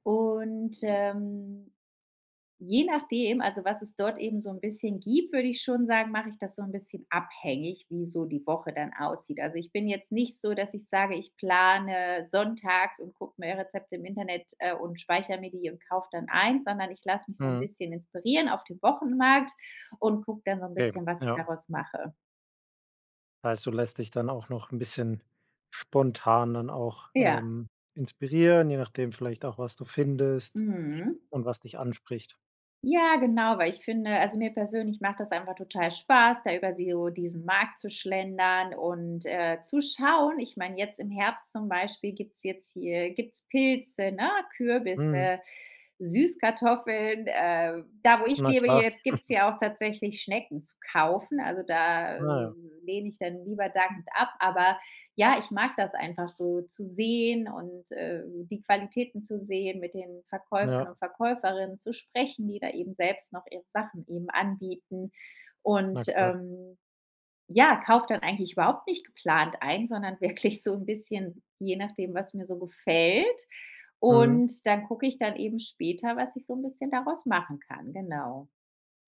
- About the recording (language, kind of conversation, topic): German, podcast, Wie planst du deine Ernährung im Alltag?
- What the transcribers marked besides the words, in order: chuckle; laughing while speaking: "wirklich"